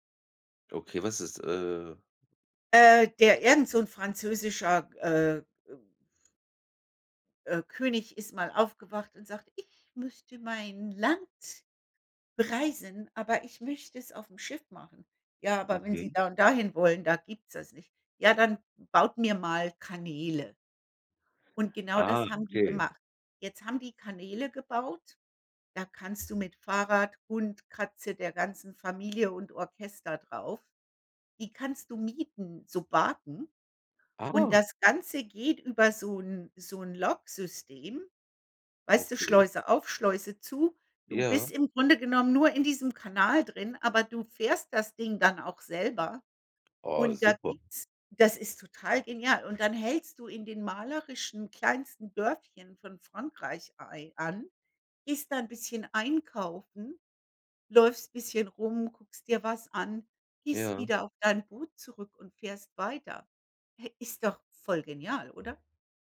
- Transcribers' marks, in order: put-on voice: "Ich möchte mein Land"; put-on voice: "bereisen"; snort
- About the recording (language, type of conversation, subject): German, unstructured, Wohin reist du am liebsten und warum?